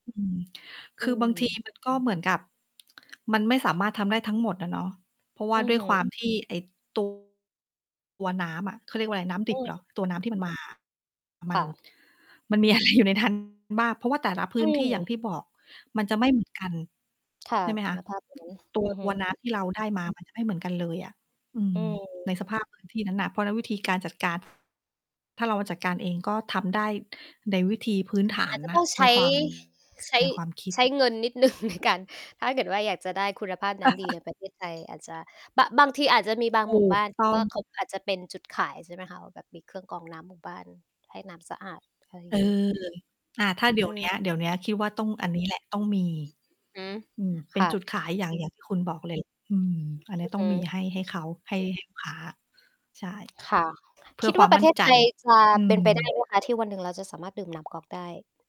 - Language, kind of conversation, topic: Thai, unstructured, น้ำสะอาดมีความสำคัญต่อชีวิตของเราอย่างไร?
- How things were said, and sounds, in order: distorted speech; laughing while speaking: "มันมีอะไรอยู่ใน นั้น"; laughing while speaking: "หนึ่ง"; chuckle; tapping